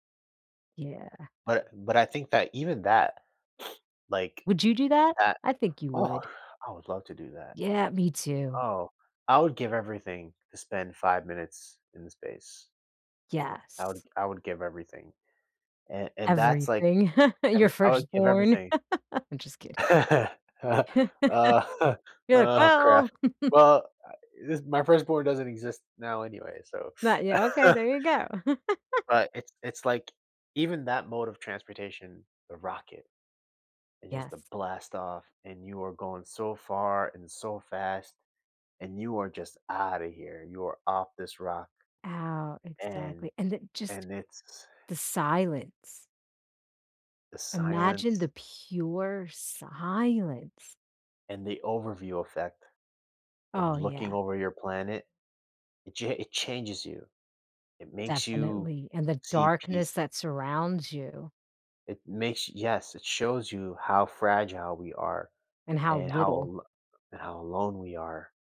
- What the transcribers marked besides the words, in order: sniff; chuckle; laugh; laughing while speaking: "Uh, uh, oh, crap"; chuckle; chuckle; laugh; laugh; tapping
- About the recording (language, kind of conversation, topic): English, unstructured, How will technology change the way we travel in the future?